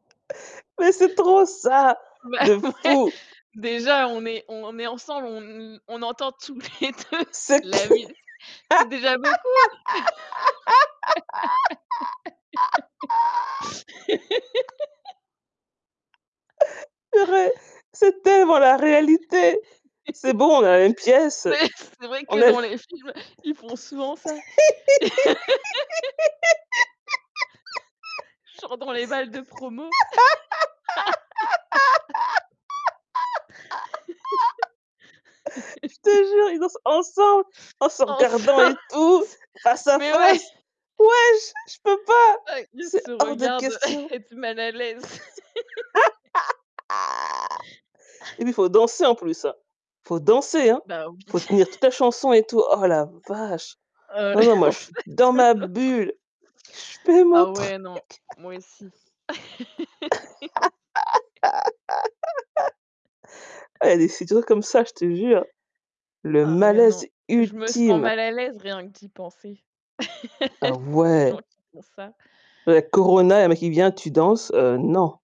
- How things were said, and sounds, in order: tapping; static; laughing while speaking: "Bah ouais !"; laughing while speaking: "tous les deux la musique"; laughing while speaking: "clair"; laugh; laughing while speaking: "Purée !"; chuckle; laughing while speaking: "Mais c'est vrai que dans les films"; giggle; laugh; laugh; laughing while speaking: "En se mais ouais !"; laugh; unintelligible speech; laughing while speaking: "ils se regardent être mal à l'aise"; chuckle; giggle; chuckle; stressed: "vache"; chuckle; laughing while speaking: "Heu, en fait, heu, l'autre"; stressed: "dans"; stressed: "bulle"; laughing while speaking: "fais mon truc"; laugh; laugh; stressed: "ultime"; laugh
- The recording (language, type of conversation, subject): French, unstructured, Quelle chanson te rend toujours heureux ?